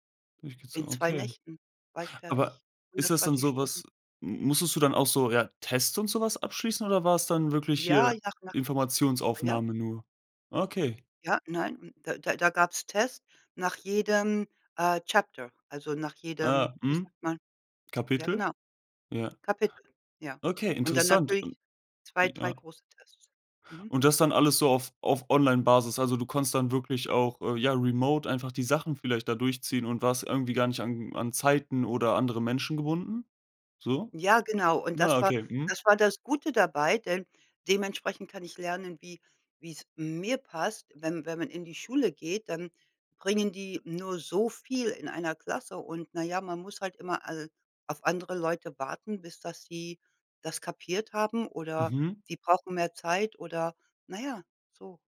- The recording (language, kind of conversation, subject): German, podcast, Wie integrierst du Lernen in einen vollen Tagesablauf?
- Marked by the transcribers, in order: in English: "Chapter"; stressed: "mir"